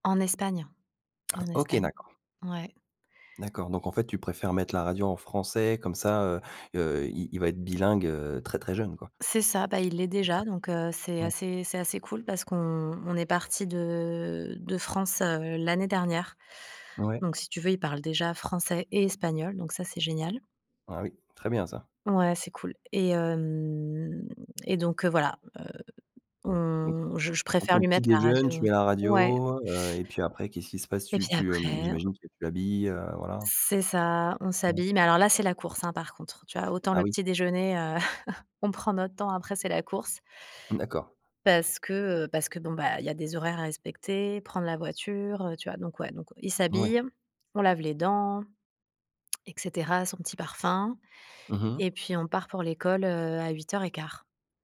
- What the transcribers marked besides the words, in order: other background noise; tapping; drawn out: "hem"; chuckle
- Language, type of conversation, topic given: French, podcast, Comment se déroule ta routine du matin ?